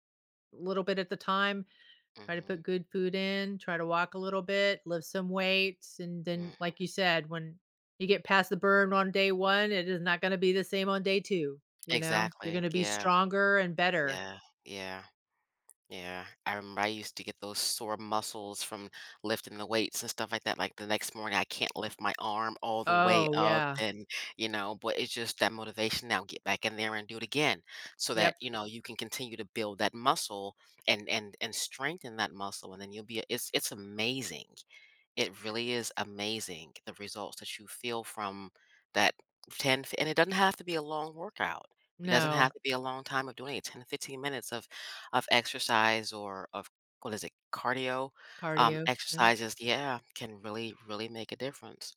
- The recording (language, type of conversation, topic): English, unstructured, What motivates people to stick with healthy habits like regular exercise?
- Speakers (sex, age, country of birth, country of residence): female, 40-44, United States, United States; female, 60-64, United States, United States
- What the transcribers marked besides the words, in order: other background noise